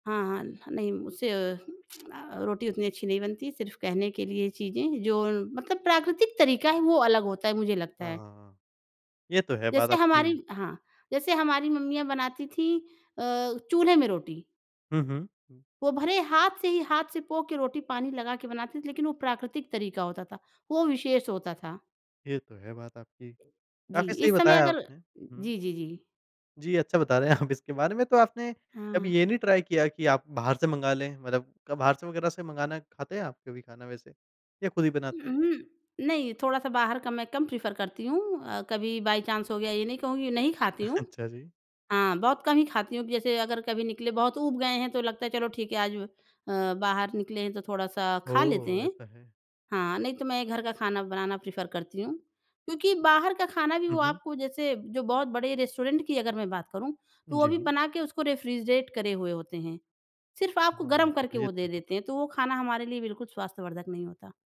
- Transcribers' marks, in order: tsk; laughing while speaking: "आप"; in English: "ट्राई"; in English: "प्रेफ़र"; in English: "बाय चांस"; chuckle; in English: "प्रेफ़र"; in English: "रेस्टोरेंट"; in English: "रेफ्रिजरेट"
- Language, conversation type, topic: Hindi, podcast, दूसरों के साथ मिलकर खाना बनाना आपके लिए कैसा अनुभव होता है?